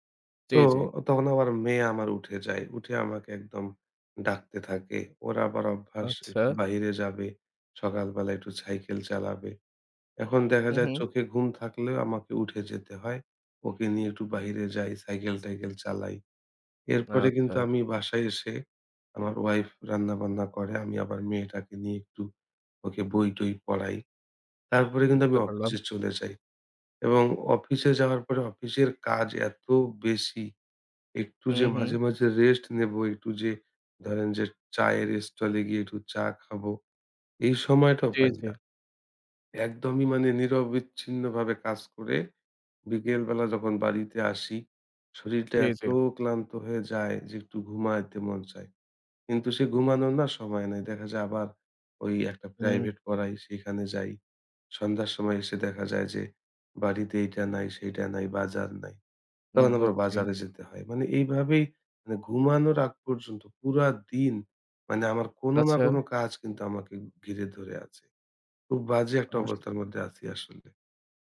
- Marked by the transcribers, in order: other background noise; tapping; unintelligible speech
- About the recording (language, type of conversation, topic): Bengali, advice, কাজ ও ব্যক্তিগত জীবনের ভারসাম্য রাখতে আপনার সময় ব্যবস্থাপনায় কী কী অনিয়ম হয়?